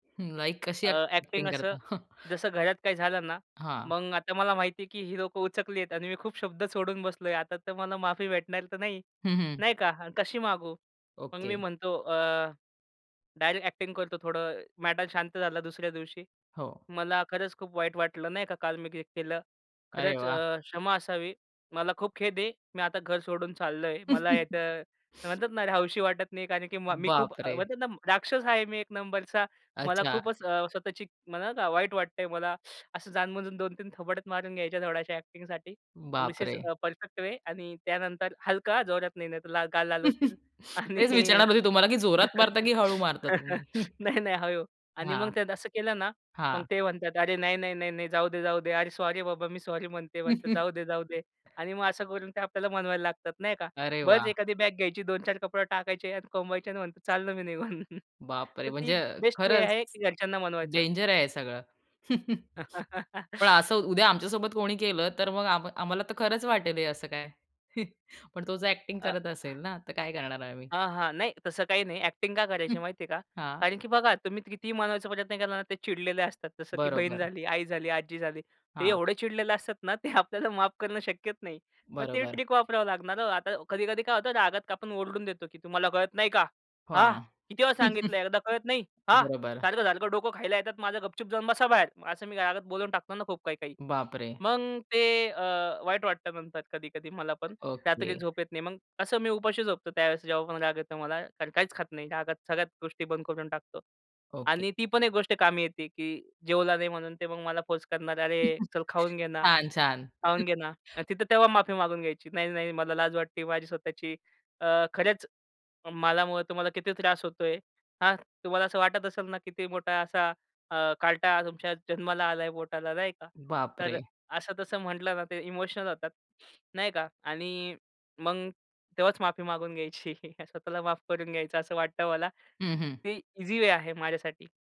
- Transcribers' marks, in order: in English: "अ‍ॅक्टिंग"; in English: "अ‍ॅक्टिंग"; tapping; chuckle; in English: "अ‍ॅक्टिंग"; chuckle; in English: "अ‍ॅक्टिंग धिस इज अ, परफेक्ट वे"; chuckle; laughing while speaking: "आणि नाही, नाही हळू"; chuckle; chuckle; other noise; chuckle; in English: "बेस्ट वे"; chuckle; laugh; chuckle; in English: "अ‍ॅक्टिंग"; in English: "अ‍ॅक्टिंग"; chuckle; laughing while speaking: "ते आपल्याला"; in English: "ट्रिक"; chuckle; put-on voice: "तुम्हाला कळत नाही का? हा? … जाऊन बसा बाहेर"; other background noise; chuckle; laughing while speaking: "छान, छान"; chuckle; chuckle; in English: "ईझी वे"
- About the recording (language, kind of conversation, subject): Marathi, podcast, रागाच्या भरात तोंडून वाईट शब्द निघाले तर नंतर माफी कशी मागाल?